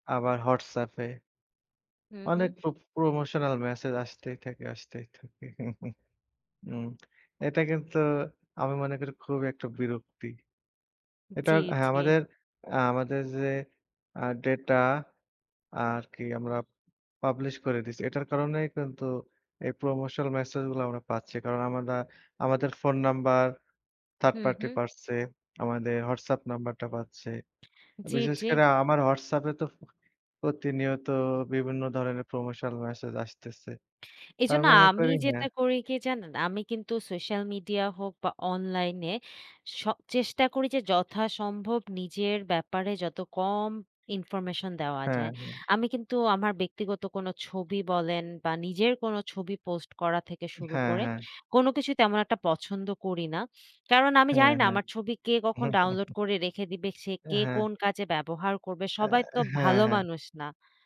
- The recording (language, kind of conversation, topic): Bengali, unstructured, বড় বড় প্রযুক্তি কোম্পানিগুলো কি আমাদের ব্যক্তিগত তথ্য নিয়ে অন্যায় করছে?
- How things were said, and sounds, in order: in English: "Promotional message"; chuckle; horn; in English: "Promotional message"; "আমরা" said as "আমাদা"; in English: "Promotional message"; in English: "Information"; chuckle